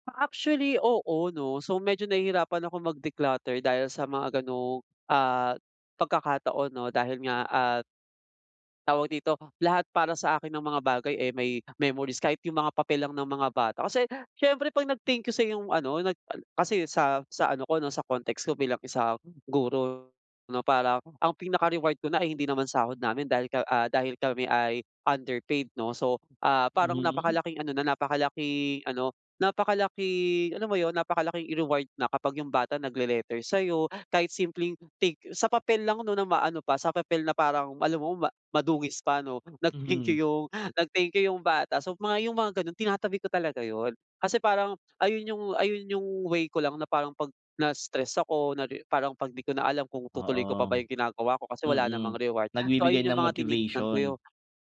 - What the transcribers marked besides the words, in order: in English: "underpaid"; laughing while speaking: "nag-thank you yung"
- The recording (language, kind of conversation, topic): Filipino, advice, Paano ko mabubuo ang bagong pagkakakilanlan ko pagkatapos ng malaking pagbabago?